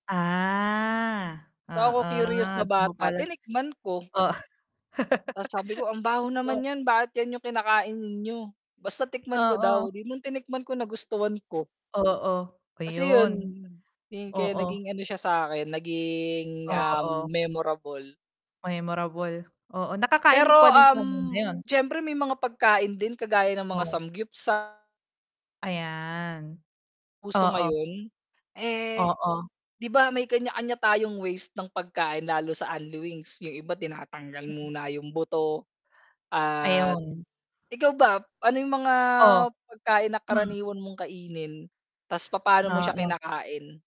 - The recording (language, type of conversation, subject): Filipino, unstructured, Anong pagkain ang laging nagpapasaya sa iyo?
- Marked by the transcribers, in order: drawn out: "Ah"; distorted speech; other background noise; tapping; laugh; static; drawn out: "naging"; throat clearing